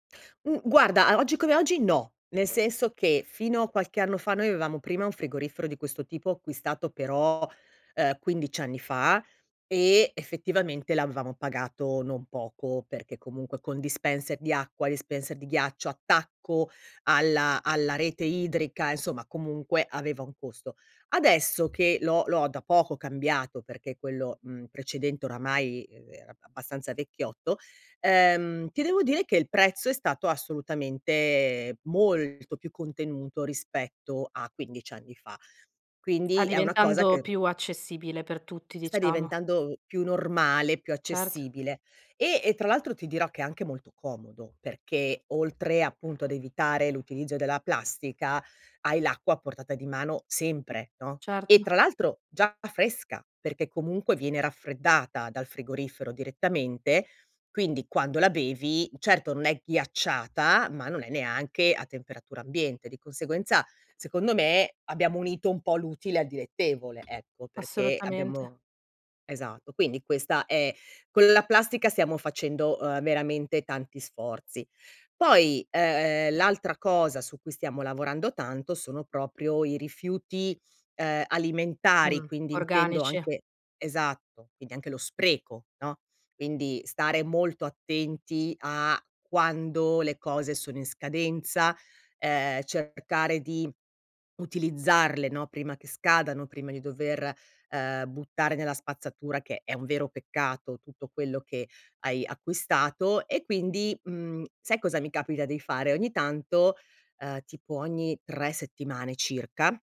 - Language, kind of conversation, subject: Italian, podcast, Cosa fai ogni giorno per ridurre i rifiuti?
- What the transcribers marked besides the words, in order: stressed: "molto"; other background noise